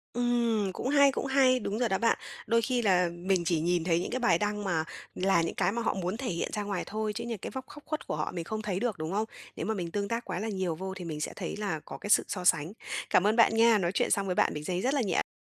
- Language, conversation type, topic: Vietnamese, advice, Làm sao để ngừng so sánh bản thân với người khác?
- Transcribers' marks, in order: tapping